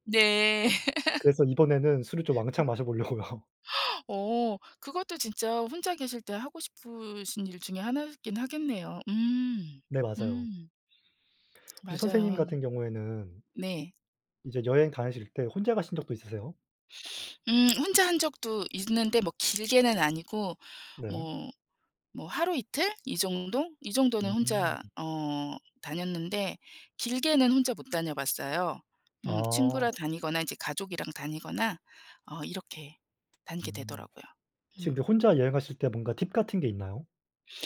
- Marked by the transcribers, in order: laugh; laughing while speaking: "보려고요"; gasp; other background noise
- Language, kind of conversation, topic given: Korean, unstructured, 친구와 여행을 갈 때 의견 충돌이 생기면 어떻게 해결하시나요?